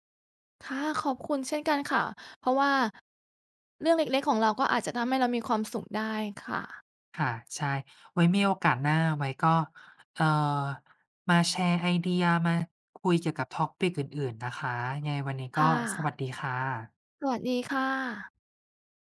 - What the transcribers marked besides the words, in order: in English: "topic"
- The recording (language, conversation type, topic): Thai, unstructured, คุณมีวิธีอย่างไรในการรักษาความสุขในชีวิตประจำวัน?